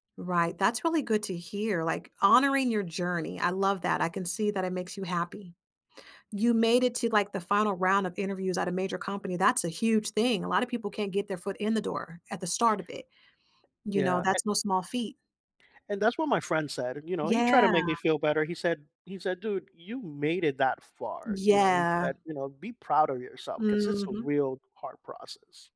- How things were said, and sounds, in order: tapping
- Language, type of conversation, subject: English, advice, How do I recover my confidence and prepare better after a failed job interview?